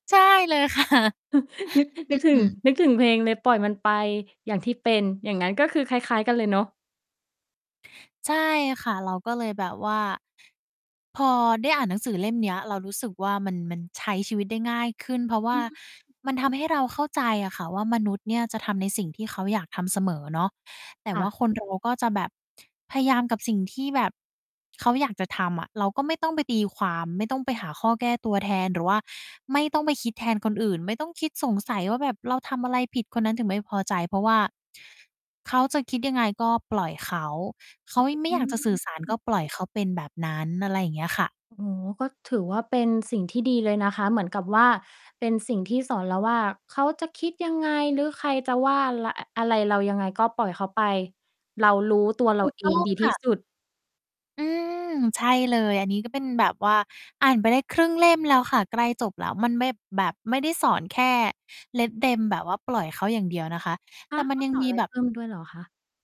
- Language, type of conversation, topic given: Thai, podcast, มีนิสัยเล็กๆ แบบไหนที่ช่วยให้คุณเติบโตขึ้นทุกวัน?
- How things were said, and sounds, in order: laughing while speaking: "ค่ะ"; chuckle; distorted speech; in English: "let them"; other noise